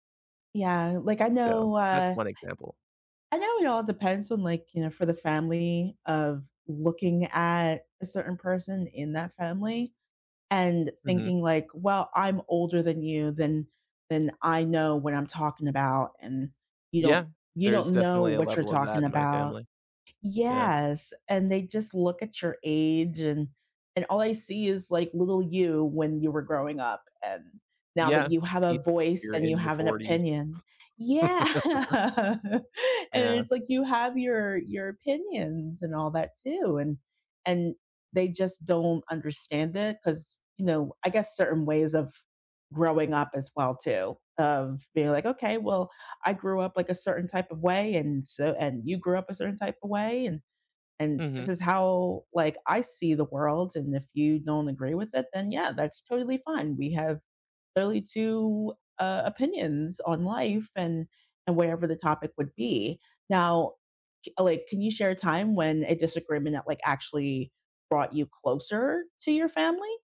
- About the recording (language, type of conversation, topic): English, unstructured, How should I handle disagreements with family members?
- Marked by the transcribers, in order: other background noise; laughing while speaking: "Yeah"; laugh; tapping